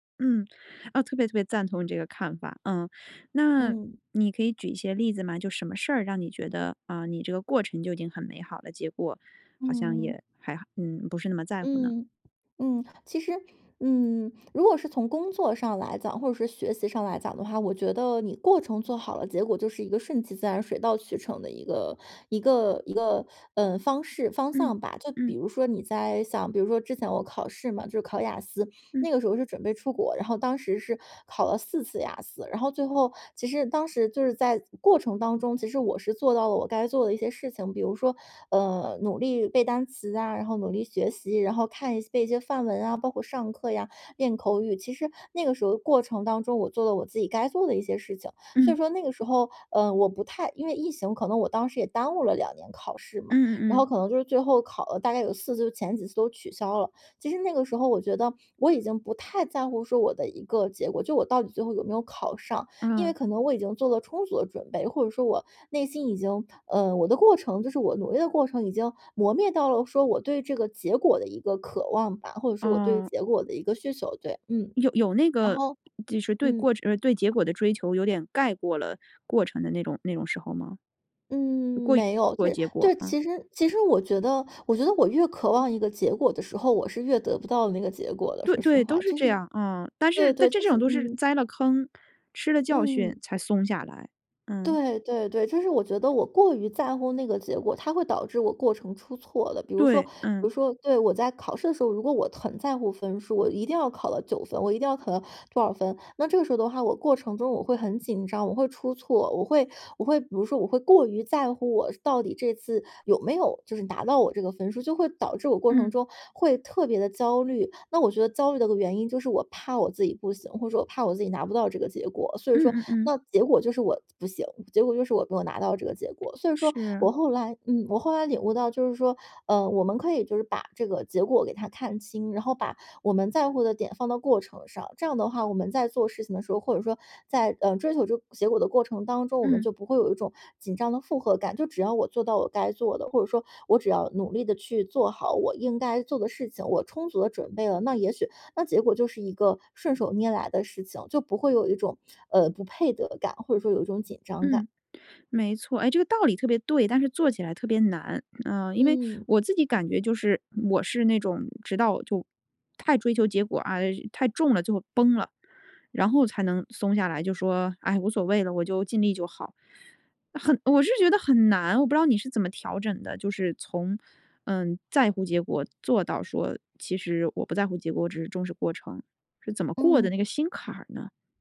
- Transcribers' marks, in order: other background noise
- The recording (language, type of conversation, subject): Chinese, podcast, 你觉得结局更重要，还是过程更重要？